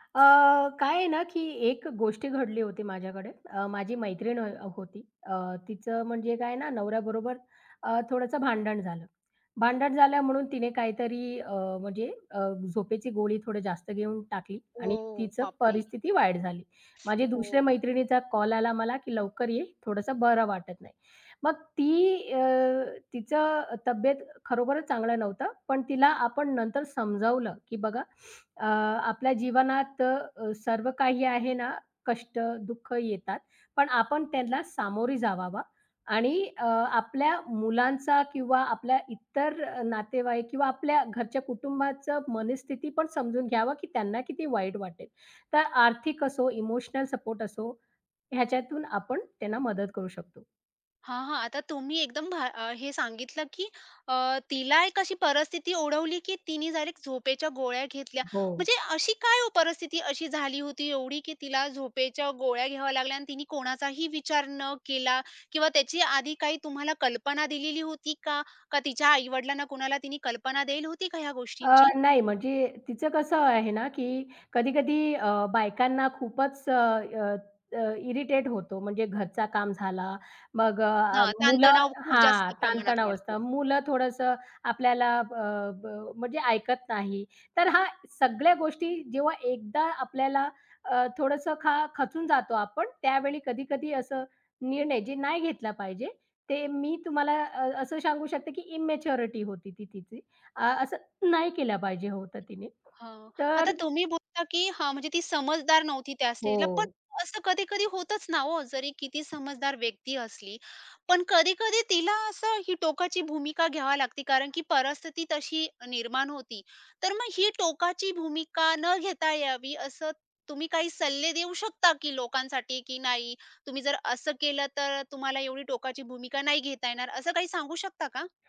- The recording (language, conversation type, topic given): Marathi, podcast, मदत मागताना वाटणारा संकोच आणि अहंभाव कमी कसा करावा?
- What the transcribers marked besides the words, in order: other background noise; tapping; "जावं" said as "जवावा"; "दिली" said as "देयेल"; in English: "इरिटेट"; in English: "इमेच्युरिटी"